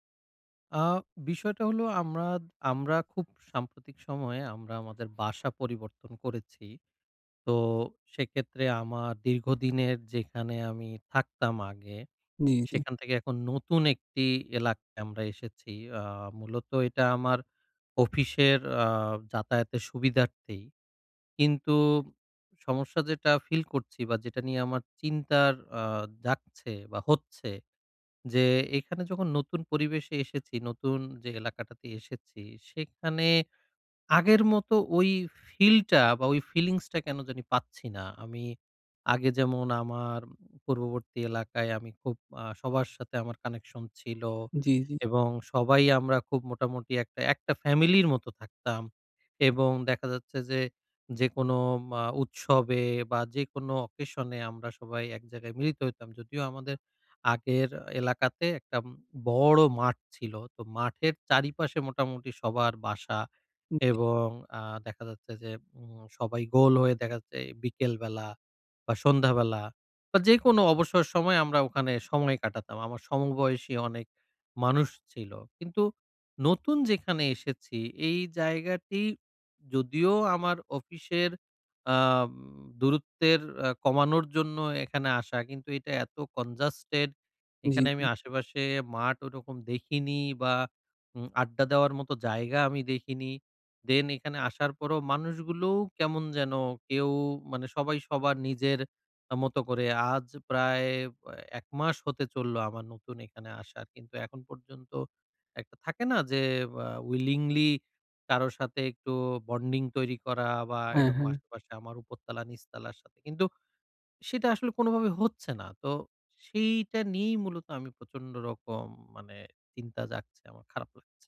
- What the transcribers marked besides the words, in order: tapping
- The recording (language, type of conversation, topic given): Bengali, advice, পরিবর্তনের সঙ্গে দ্রুত মানিয়ে নিতে আমি কীভাবে মানসিকভাবে স্থির থাকতে পারি?
- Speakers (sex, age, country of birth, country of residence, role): male, 20-24, Bangladesh, Bangladesh, advisor; male, 30-34, Bangladesh, Bangladesh, user